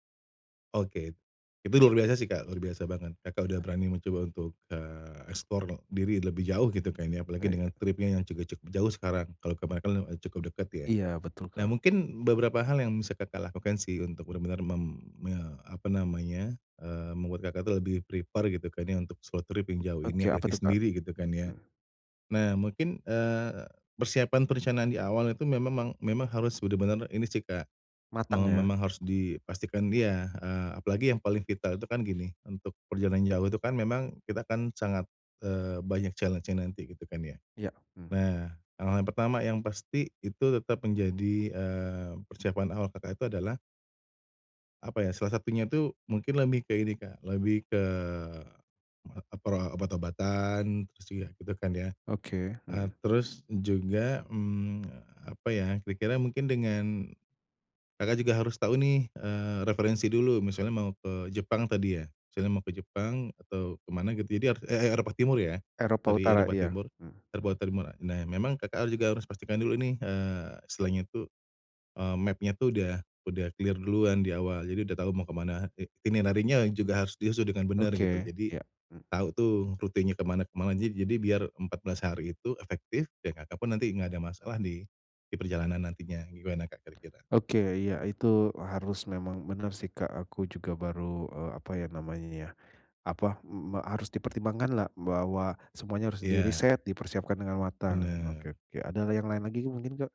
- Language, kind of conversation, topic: Indonesian, advice, Bagaimana cara mengurangi kecemasan saat bepergian sendirian?
- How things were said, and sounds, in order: in English: "explore"; other background noise; in English: "prepare"; "memang-" said as "mememang"; in English: "challenge-nya"; in English: "map-nya"; in English: "clear"